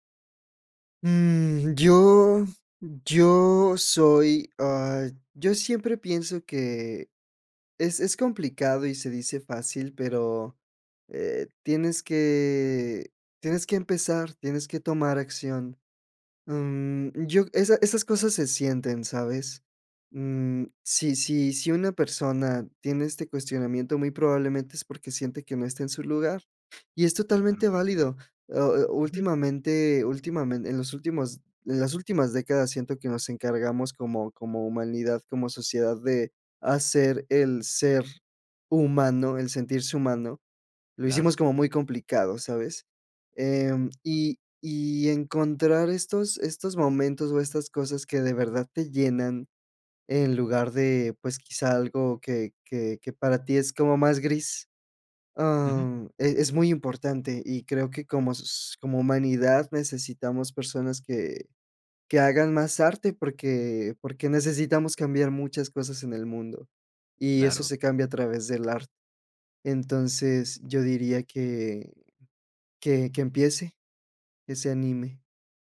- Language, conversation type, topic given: Spanish, podcast, ¿Qué parte de tu trabajo te hace sentir más tú mismo?
- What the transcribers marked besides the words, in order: other background noise